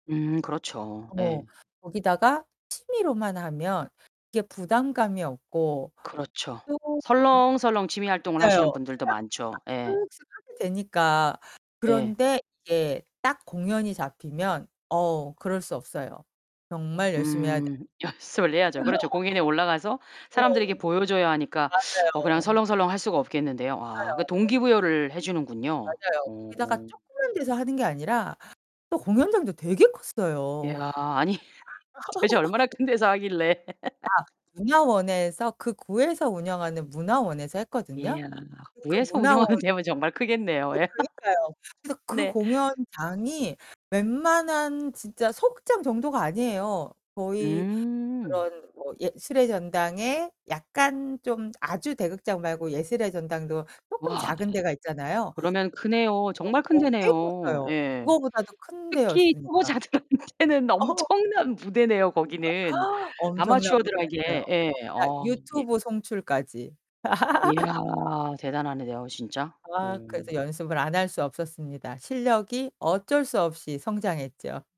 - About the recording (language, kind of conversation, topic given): Korean, podcast, 돈을 들이지 않고도 즐길 수 있는 취미를 추천해 주실 수 있나요?
- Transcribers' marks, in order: distorted speech; other background noise; laughing while speaking: "연습을"; laugh; laugh; laughing while speaking: "도대체 얼마나 큰 데서 하길래"; laugh; laughing while speaking: "운영하는"; laugh; tapping; unintelligible speech; laughing while speaking: "초보자들한테는"; unintelligible speech; laugh